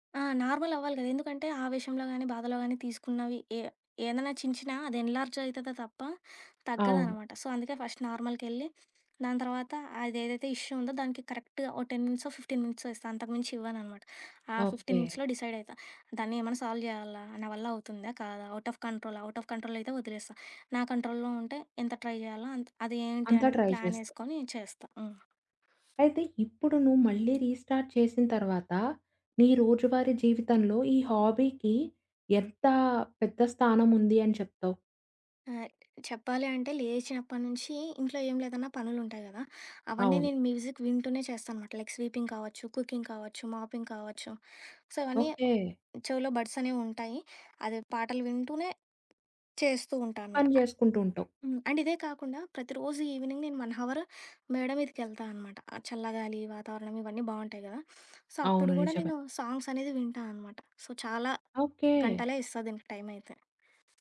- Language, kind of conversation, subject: Telugu, podcast, పాత హాబీతో మళ్లీ మమేకమయ్యేటప్పుడు సాధారణంగా ఎదురయ్యే సవాళ్లు ఏమిటి?
- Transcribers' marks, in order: in English: "సో"; in English: "ఫస్ట్ నార్మల్‌కెళ్ళి"; other background noise; in English: "ఇష్యూ"; in English: "కరెక్ట్‌గా"; in English: "టెన్"; in English: "ఫిఫ్టీన్"; tapping; in English: "ఫిఫ్టీన్ మినిట్స్‌లో"; in English: "సాల్వ్"; in English: "అవుట్ ఆఫ్ కంట్రోల్, అవుట్ ఆఫ్"; in English: "కంట్రోల్‌లో"; in English: "ట్రై"; in English: "ట్రై"; in English: "రీస్టార్ట్"; in English: "హాబీకి"; in English: "మ్యూజిక్"; in English: "లైక్ స్వీపింగ్"; in English: "కుకింగ్"; in English: "మాపింగ్"; in English: "సో"; in English: "అండ్"; in English: "ఈవినింగ్"; in English: "వన్ హవర్"; in English: "సో"; in English: "సో"